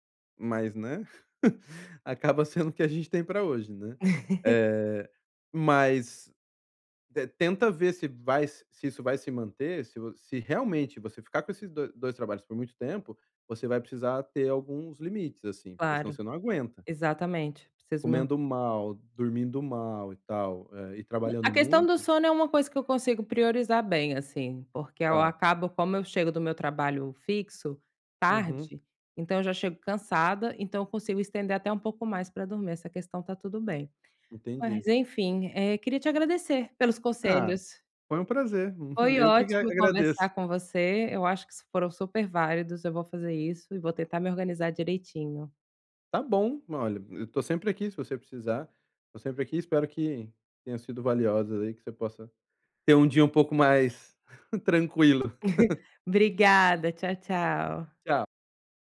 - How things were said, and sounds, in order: chuckle; tapping; laugh; other background noise; chuckle
- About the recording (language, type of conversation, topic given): Portuguese, advice, Como decido o que fazer primeiro no meu dia?